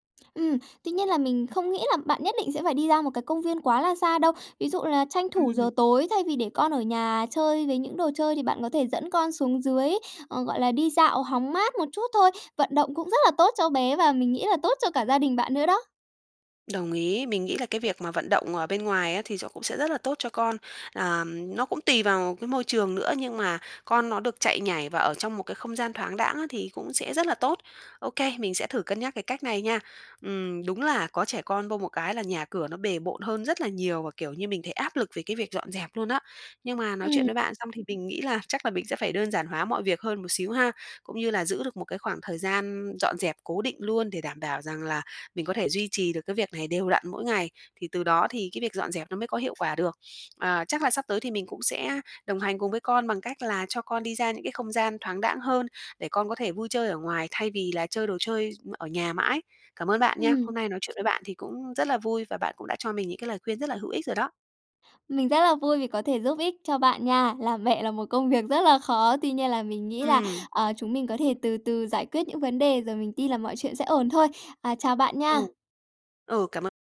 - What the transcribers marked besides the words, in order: other background noise; "nó" said as "chõ"; tapping; laughing while speaking: "mẹ là một công việc rất là khó"
- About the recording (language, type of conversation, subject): Vietnamese, advice, Làm thế nào để xây dựng thói quen dọn dẹp và giữ nhà gọn gàng mỗi ngày?